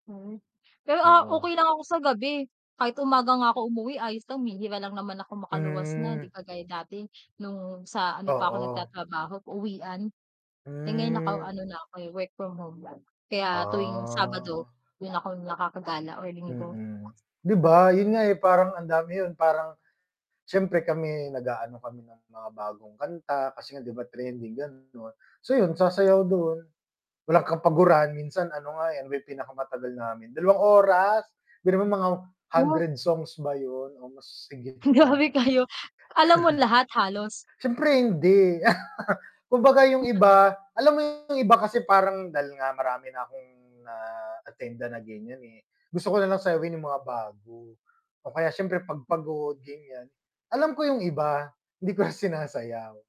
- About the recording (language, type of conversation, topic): Filipino, unstructured, Ano ang mga simpleng bagay na nagpapasaya sa inyo bilang magkakaibigan?
- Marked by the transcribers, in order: "bihira" said as "mihira"; drawn out: "Hmm"; other background noise; drawn out: "Hmm"; mechanical hum; static; distorted speech; laughing while speaking: "Grabe kayo"; chuckle; laugh; "dahil" said as "dal"; laughing while speaking: "ko na"